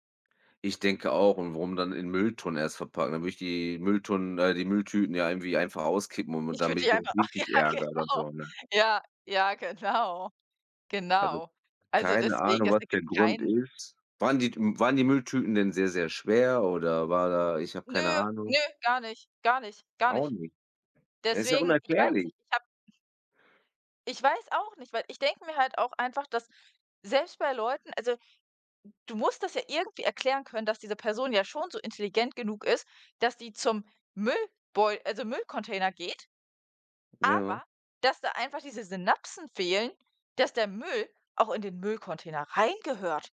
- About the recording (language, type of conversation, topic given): German, unstructured, Sollten Umweltverschmutzer härter bestraft werden?
- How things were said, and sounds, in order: unintelligible speech; laugh; laughing while speaking: "Ja, genau"; laughing while speaking: "genau"; other background noise